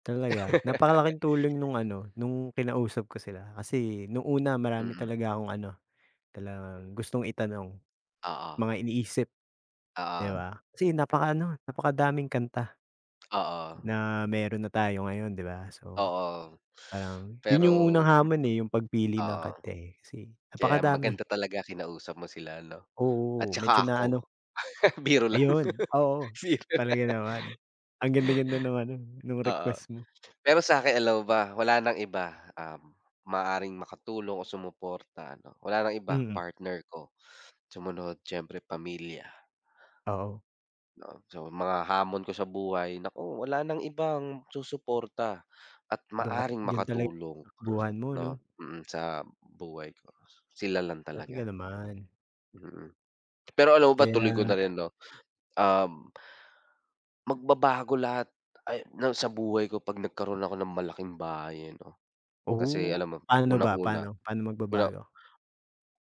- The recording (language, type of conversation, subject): Filipino, unstructured, Ano ang pinakamalaking hamon na nais mong mapagtagumpayan sa hinaharap?
- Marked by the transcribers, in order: laugh; tongue click; gasp; laugh; laughing while speaking: "Biro lang. Singer"; laugh; gasp; gasp; gasp; gasp